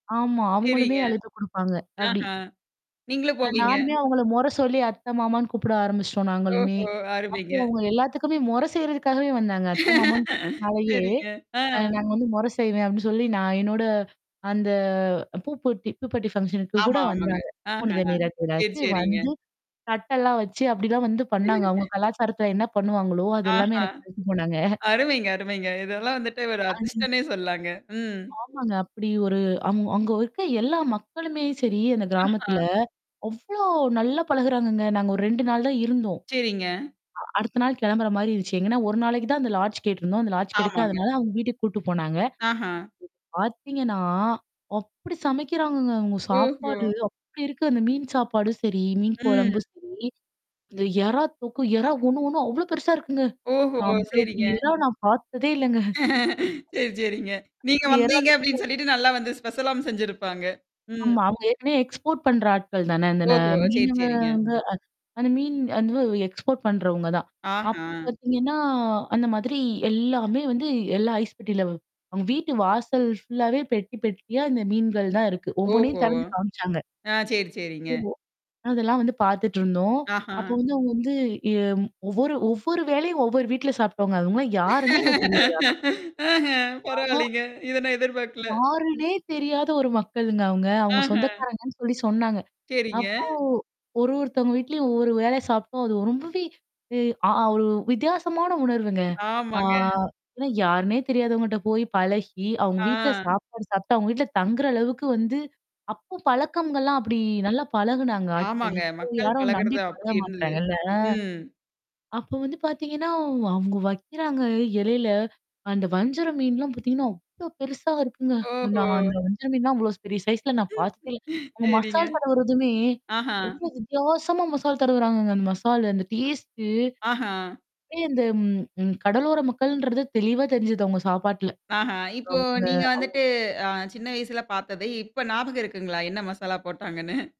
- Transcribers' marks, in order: laughing while speaking: "சரிங்க. ஆ"; distorted speech; in English: "பூப்பொட்டி, பூப்பெட்டி, ஃபங்ஷனுக்கு"; "ப்யுபெர்ட்டி" said as "பூப்பொட்டி, பூப்பெட்டி"; chuckle; laughing while speaking: "வச்சு போனாங்க"; in English: "லாட்ஜ்"; in English: "லாட்ஜ்"; other noise; put-on voice: "அப்படி சமைக்கிறாங்கங்க"; surprised: "அந்த எறா தோக்கு எறா ஒண்ணு ஒண்ணு அவ்ளோ பெருசா இருக்குங்க"; laughing while speaking: "செரி, செரிங்க"; laughing while speaking: "இல்லங்க"; mechanical hum; in English: "ஸ்பெஷலாம்"; in English: "எக்ஸ்போர்ட்"; in English: "எக்ஸ்போர்ட்"; in English: "ஃபுல்லாவே"; laughing while speaking: "ஆஹ. பரவாயில்லங்க. இத நான் எதிர்பார்க்கல. ம்"; drawn out: "ஆ"; surprised: "அப்ப வந்து பார்த்தீங்கன்னா, அவ் அவங்க … நான் பார்த்துக்கே இல்ல"; laughing while speaking: "ம். சரிங்க"; in English: "டேஸ்ட்டு"
- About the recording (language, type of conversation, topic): Tamil, podcast, ஒரு இடத்தின் உணவு, மக்கள், கலாச்சாரம் ஆகியவை உங்களை எப்படி ஈர்த்தன?